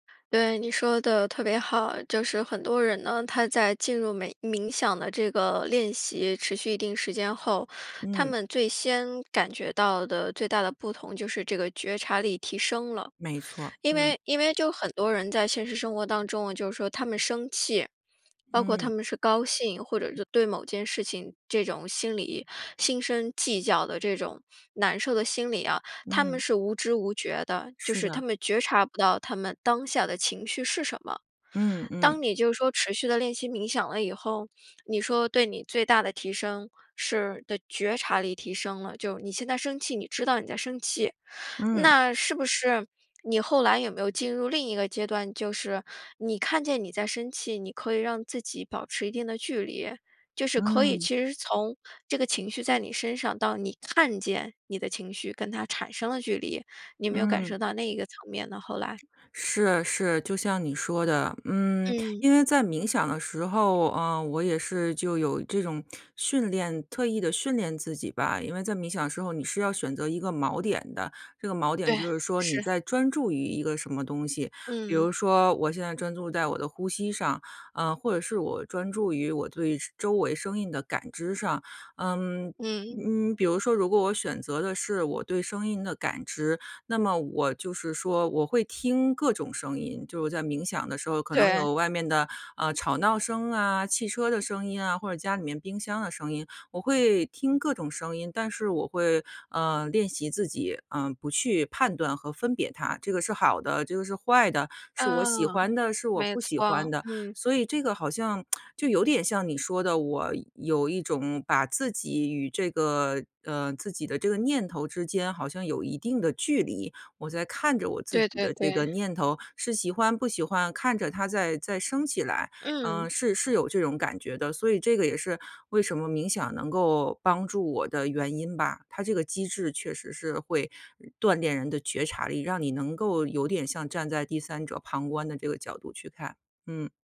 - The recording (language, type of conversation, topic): Chinese, podcast, 哪一种爱好对你的心理状态帮助最大？
- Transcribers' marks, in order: inhale; other background noise; lip smack